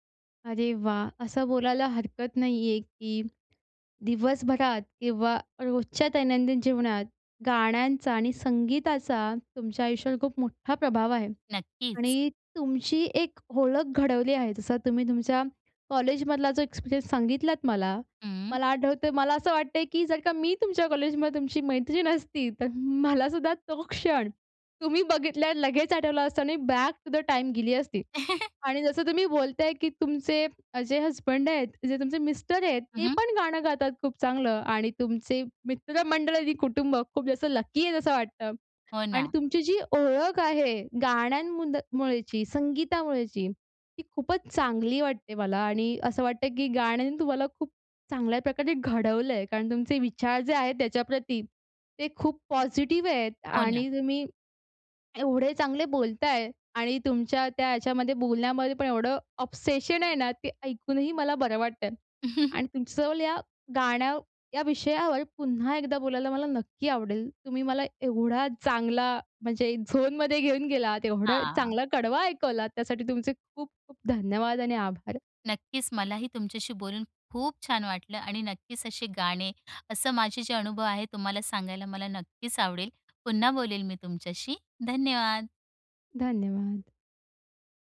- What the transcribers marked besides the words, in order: other background noise; in English: "एक्सपिरियन्स"; anticipating: "जर का मी तुमच्या कॉलेजमध्ये … टाईम गेली असती"; joyful: "मैत्रीण असती, तर मलासुद्धा"; joyful: "तुम्ही बघितल्या"; in English: "बॅक टू द टाईम"; chuckle; in English: "हसबंड"; in English: "ऑब्सेशन"; chuckle; joyful: "झोनमध्ये घेऊन गेलात, एवढा चांगला कडवा ऐकवलात"; in English: "झोनमध्ये"
- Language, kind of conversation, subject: Marathi, podcast, संगीताने तुमची ओळख कशी घडवली?